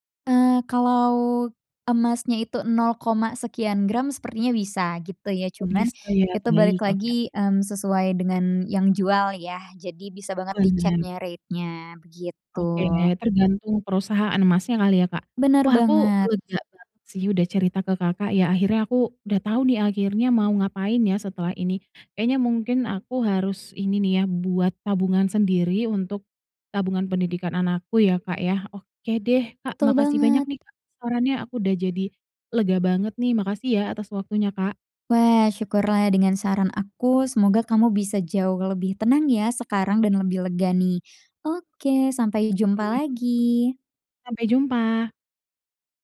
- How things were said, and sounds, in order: in English: "rate-nya"; other background noise
- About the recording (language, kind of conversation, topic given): Indonesian, advice, Kenapa saya sulit menabung untuk tujuan besar seperti uang muka rumah atau biaya pendidikan anak?